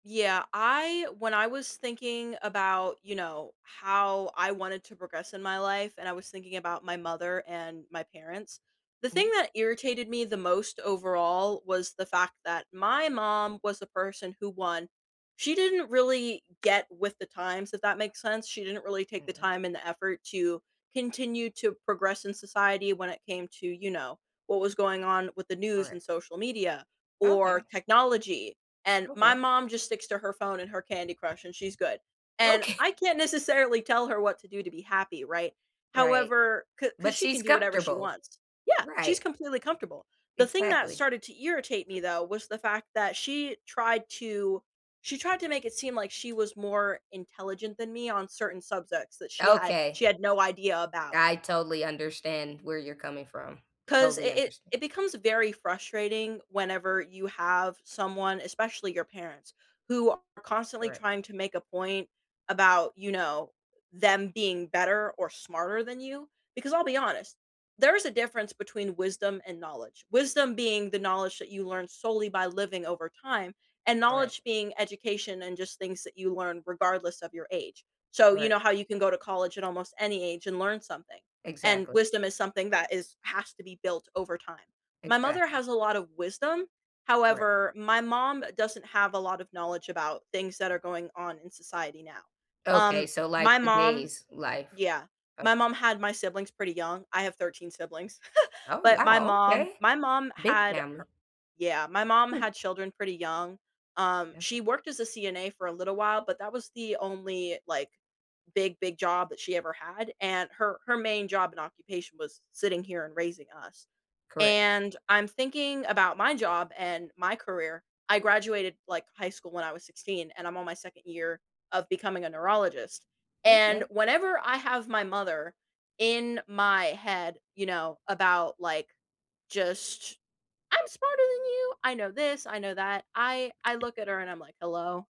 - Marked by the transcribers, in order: other background noise; unintelligible speech; laughing while speaking: "Okay"; tapping; laugh; chuckle; unintelligible speech; put-on voice: "I'm smarter than you"
- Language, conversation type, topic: English, unstructured, How do you handle disagreements with family members?
- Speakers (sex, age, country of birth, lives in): female, 18-19, United States, United States; female, 35-39, United States, United States